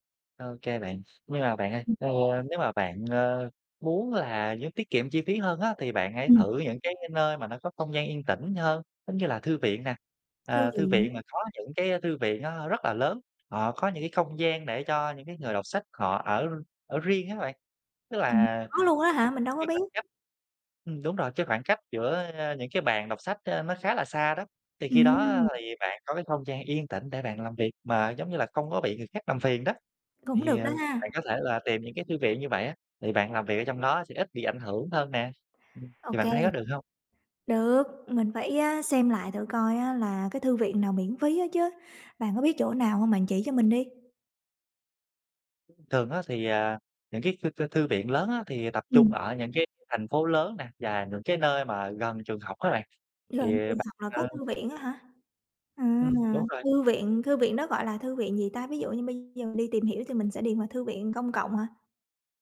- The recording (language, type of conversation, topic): Vietnamese, advice, Làm thế nào để bạn tạo được một không gian yên tĩnh để làm việc tập trung tại nhà?
- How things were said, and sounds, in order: tapping; other background noise